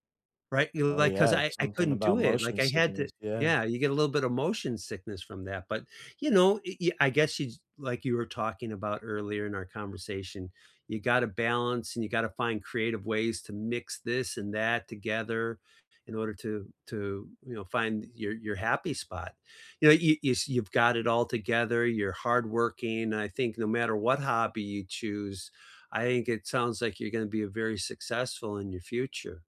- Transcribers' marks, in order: none
- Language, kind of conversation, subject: English, unstructured, How can you combine two hobbies to create something new and playful?
- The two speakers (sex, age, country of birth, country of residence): male, 18-19, United States, United States; male, 60-64, United States, United States